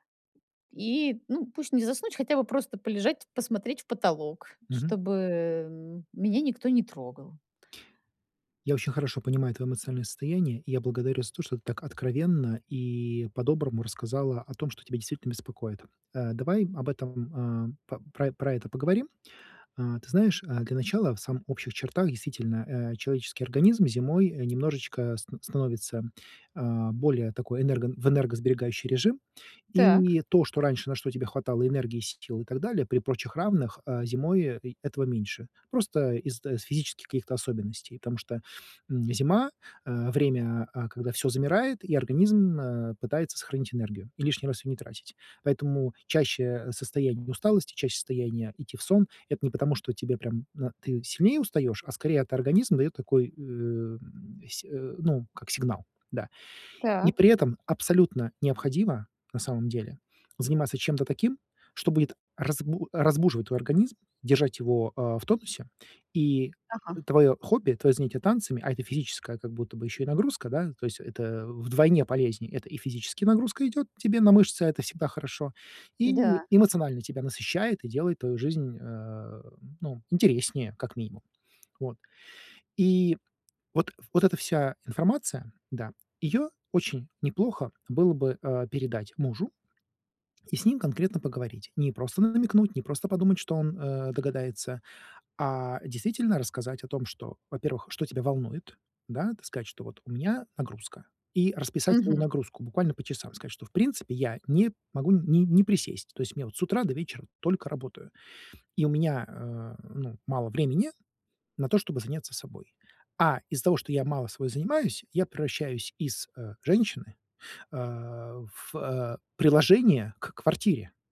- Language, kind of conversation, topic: Russian, advice, Как мне лучше совмещать работу и личные увлечения?
- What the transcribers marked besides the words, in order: none